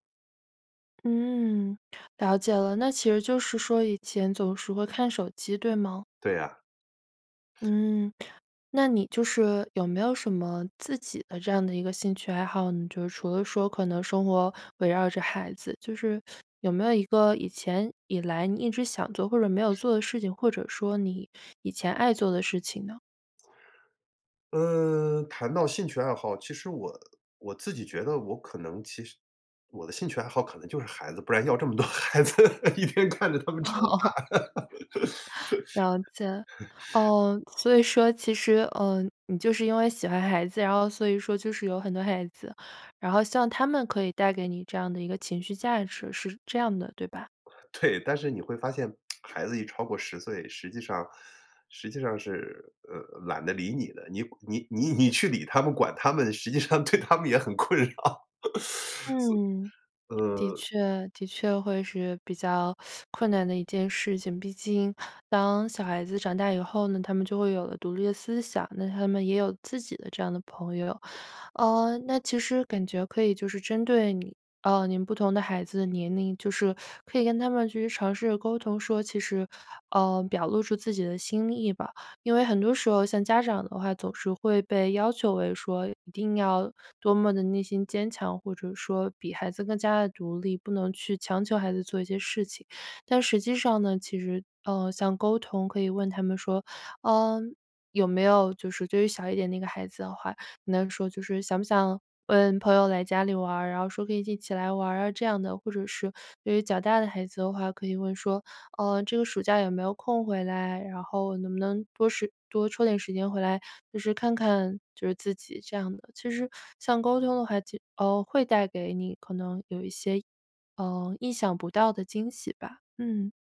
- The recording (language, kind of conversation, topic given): Chinese, advice, 子女离家后，空巢期的孤独感该如何面对并重建自己的生活？
- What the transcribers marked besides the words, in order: other background noise; other noise; teeth sucking; laughing while speaking: "这么多孩子，一边看着他们长大"; laughing while speaking: "哦"; laugh; laughing while speaking: "所以说"; tsk; teeth sucking; laughing while speaking: "去理他们、管他们实际上对他们也很困扰"; teeth sucking; tapping; teeth sucking; teeth sucking